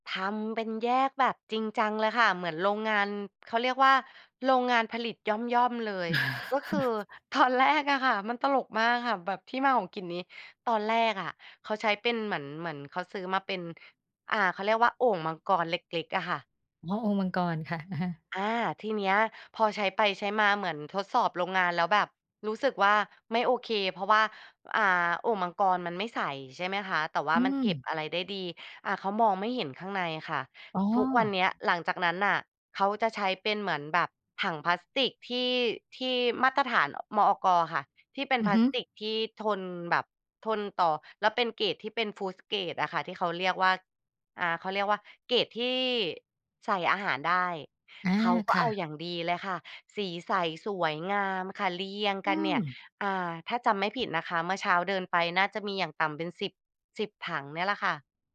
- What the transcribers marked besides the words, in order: chuckle; in English: "food grade"
- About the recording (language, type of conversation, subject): Thai, podcast, กลิ่นอะไรในบ้านที่ทำให้คุณนึกถึงความทรงจำเก่า ๆ?